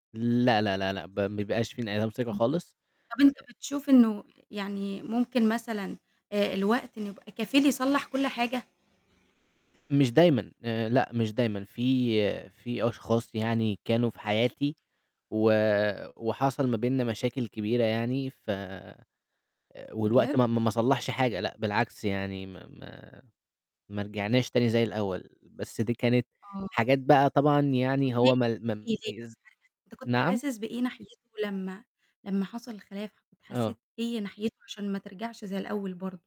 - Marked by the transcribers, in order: other background noise; static; distorted speech; unintelligible speech; unintelligible speech; unintelligible speech
- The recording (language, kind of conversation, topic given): Arabic, podcast, إيه اللي ممكن يخلّي المصالحة تكمّل وتبقى دايمة مش تهدئة مؤقتة؟